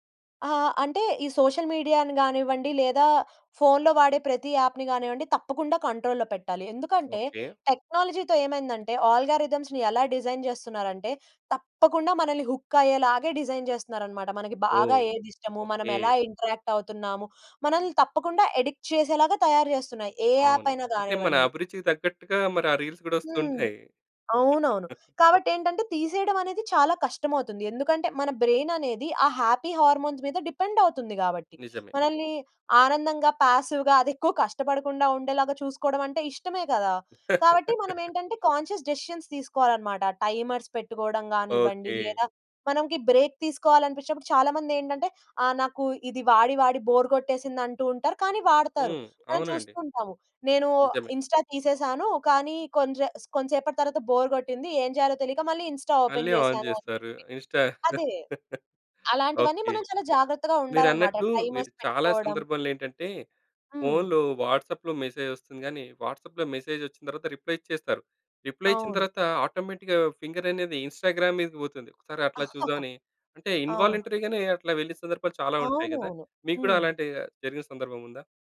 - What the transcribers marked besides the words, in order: in English: "యాప్‍ని"; in English: "కంట్రోల్‌లో"; in English: "టెక్నాలజీతో"; in English: "అల్గారిథమ్స్‌ని"; in English: "డిజైన్"; in English: "హుక్"; in English: "డిజైన్"; in English: "ఇంటరాక్ట్"; in English: "ఎడిక్ట్"; in English: "యాప్"; in English: "రీల్స్"; chuckle; in English: "బ్రైన్"; in English: "హ్యాపీ హార్మోన్స్"; in English: "డిపెండ్"; in English: "పాసివ్‌గా"; laugh; in English: "కాన్షియస్ డెసిషన్స్"; in English: "టైమర్స్"; in English: "బ్రేక్"; in English: "బోర్"; in English: "ఇన్‌స్టా"; in English: "బోర్"; in English: "ఇన్‌స్టా ఓపెన్"; in English: "ఆన్"; in English: "ఇన్‌స్టా"; chuckle; in English: "వాట్సప్‌లో మెసేజ్"; in English: "టైమర్స్"; in English: "వాట్సాప్‌లో మెసేజ్"; in English: "రిప్లై"; in English: "రిప్లై"; in English: "ఆటోమేటిక్‌గా"; in English: "ఇన్‌స్టాగ్రామ్"; chuckle; in English: "ఇన్వాలంటరీగానే"
- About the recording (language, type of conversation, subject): Telugu, podcast, టెక్నాలజీ వాడకం మీ మానసిక ఆరోగ్యంపై ఎలాంటి మార్పులు తెస్తుందని మీరు గమనించారు?